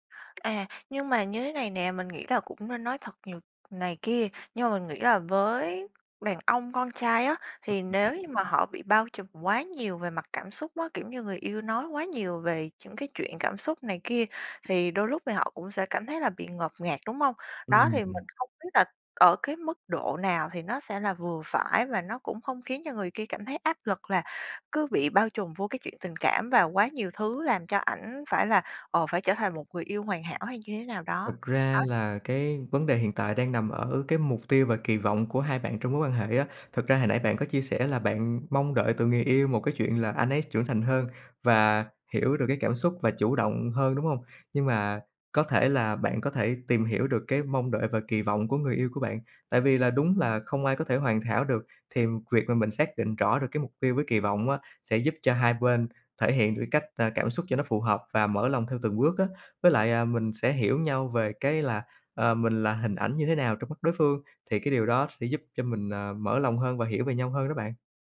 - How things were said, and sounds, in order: tapping; other background noise; unintelligible speech
- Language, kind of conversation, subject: Vietnamese, advice, Vì sao bạn thường che giấu cảm xúc thật với người yêu hoặc đối tác?